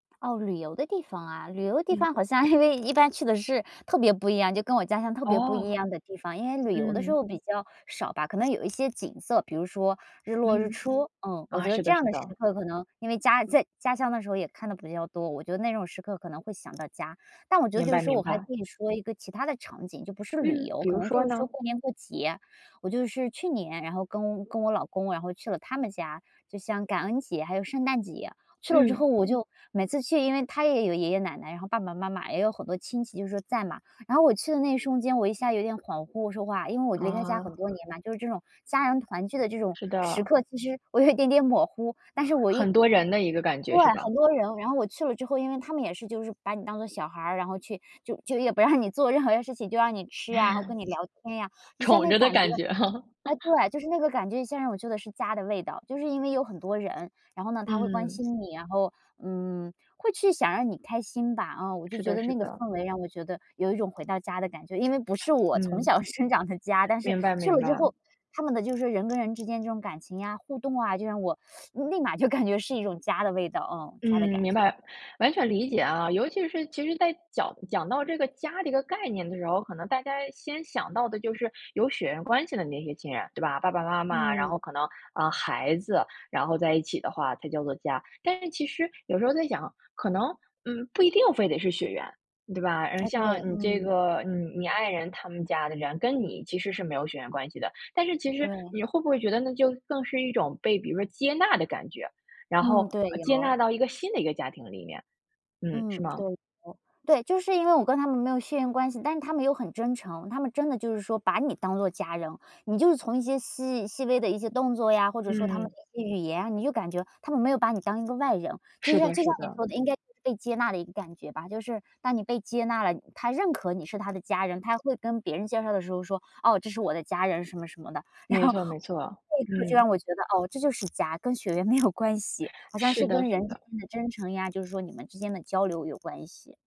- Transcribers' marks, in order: laughing while speaking: "像"; other background noise; laughing while speaking: "有"; laughing while speaking: "让"; laughing while speaking: "宠着的感觉哈"; chuckle; laughing while speaking: "从小生长的家"; teeth sucking; laughing while speaking: "感觉"; laughing while speaking: "然后"; laughing while speaking: "没有关系"
- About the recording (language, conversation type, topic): Chinese, podcast, 对你来说，什么才算是真正的家？